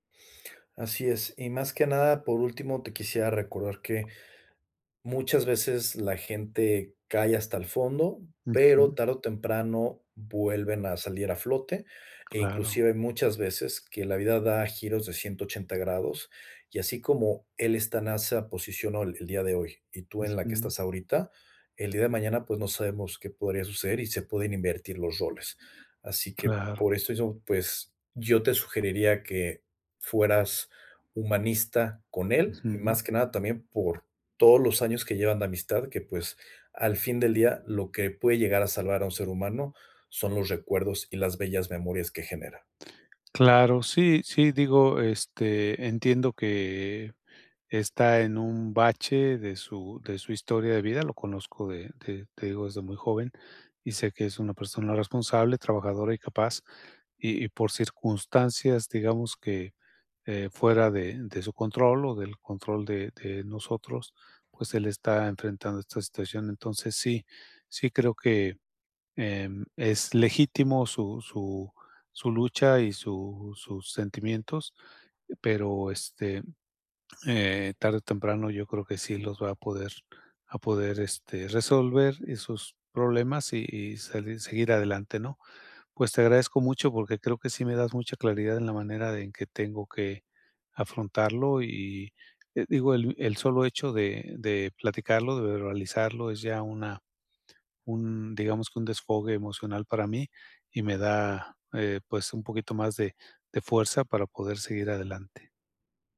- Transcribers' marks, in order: other background noise; tapping
- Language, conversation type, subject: Spanish, advice, ¿Cómo puedo equilibrar el apoyo a los demás con mis necesidades personales?